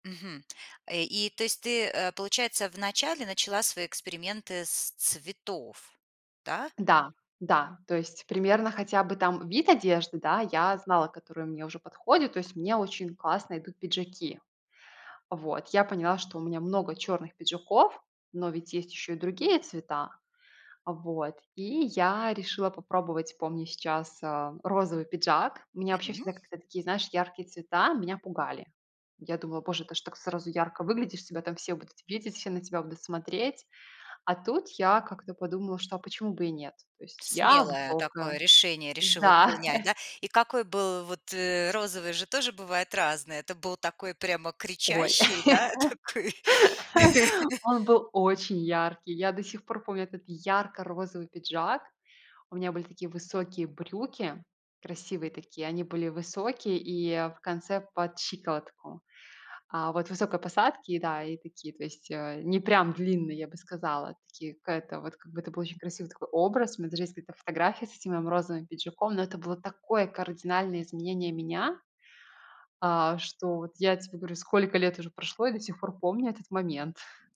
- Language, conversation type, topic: Russian, podcast, Что посоветуешь тем, кто боится экспериментировать со стилем?
- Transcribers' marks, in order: laughing while speaking: "Да"; laugh; laughing while speaking: "такой?"; chuckle